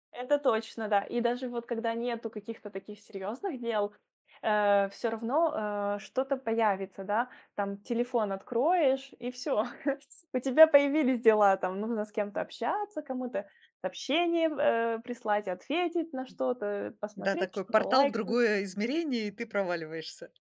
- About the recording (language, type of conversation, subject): Russian, podcast, Как ты находишь время для творчества?
- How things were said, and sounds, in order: chuckle; other noise